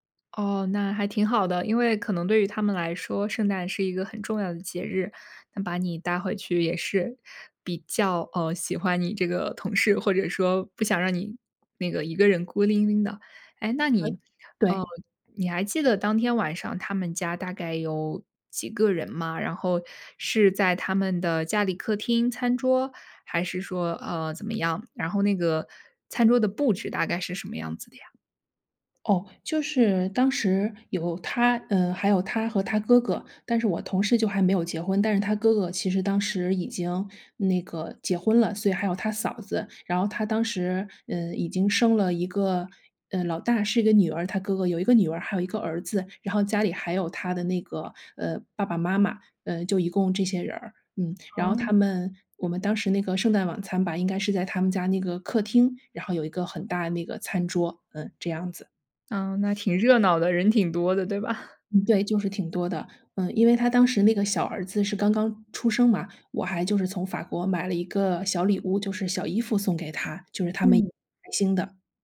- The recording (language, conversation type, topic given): Chinese, podcast, 你能讲讲一次与当地家庭共进晚餐的经历吗？
- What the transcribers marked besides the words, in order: other background noise; laughing while speaking: "对吧？"